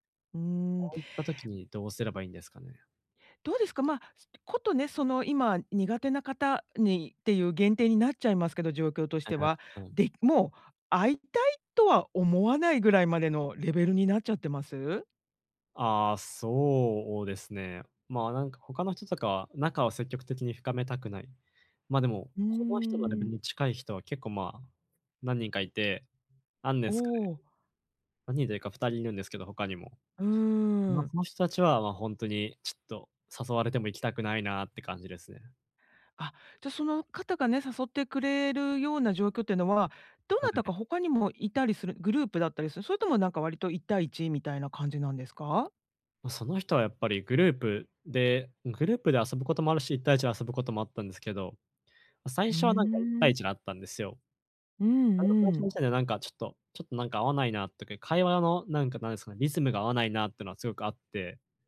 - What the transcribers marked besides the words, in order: other background noise
- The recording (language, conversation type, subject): Japanese, advice, 優しく、はっきり断るにはどうすればいいですか？